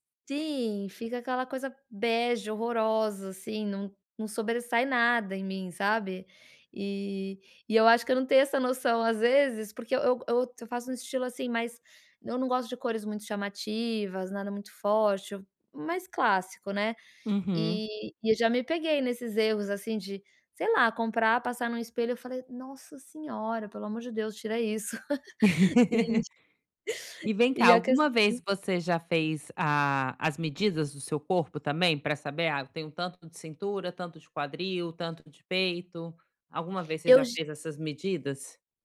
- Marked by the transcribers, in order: laugh
- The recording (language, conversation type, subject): Portuguese, advice, Como posso escolher o tamanho certo e garantir um bom caimento?